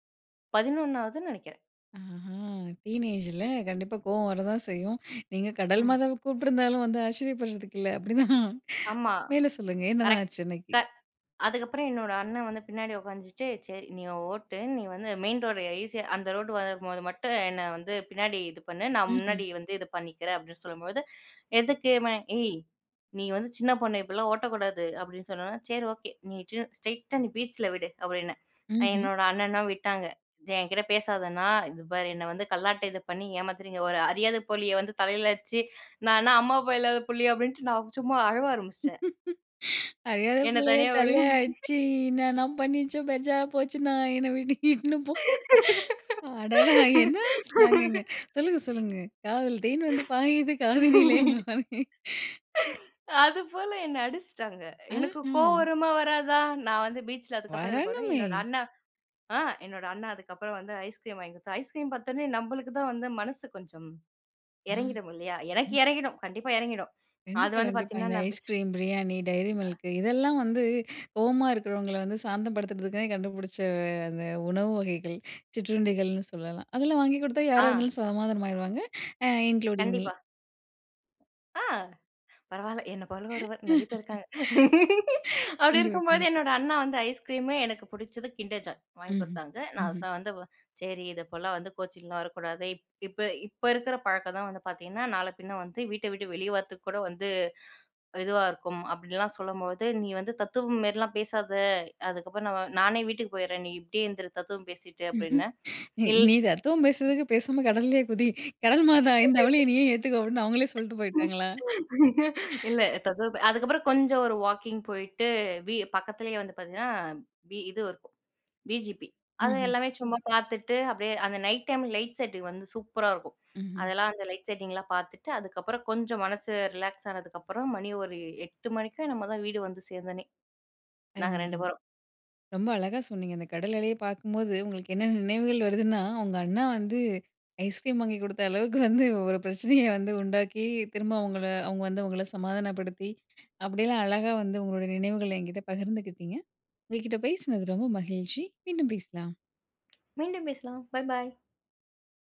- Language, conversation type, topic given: Tamil, podcast, கடலின் அலையை பார்க்கும்போது உங்களுக்கு என்ன நினைவுகள் உண்டாகும்?
- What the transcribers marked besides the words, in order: in English: "டீனேஜு ல"; inhale; inhale; grunt; tapping; drawn out: "கரெக்ட், க"; other background noise; inhale; chuckle; laughing while speaking: "அறியாத புள்ளைய தல்லய அட்ச்சு, இன்னான … பாயுது காதினிலேன்ற மாரி"; chuckle; laugh; laugh; laughing while speaking: "வரணுமே!"; inhale; inhale; in English: "இன்க்ளூடிங் மி"; inhale; chuckle; laugh; inhale; laughing while speaking: "நீ நீ தத்துவம் பேசுறதுக்கு பேசாம … அவுங்களே சொல்ட்டு போய்ட்டாங்களா?"; inhale; laugh; laugh; inhale; other noise; in English: "லைட் செட்டிங்லாம்"; laughing while speaking: "உங்க அண்ணா வந்து ஐஸ்கிரீம் வாங்கி குடுத்த அளவுக்கு வந்து ஒரு பிரச்சனைய வந்து உண்டாக்கி"; inhale; in English: "பாய்! பாய்!"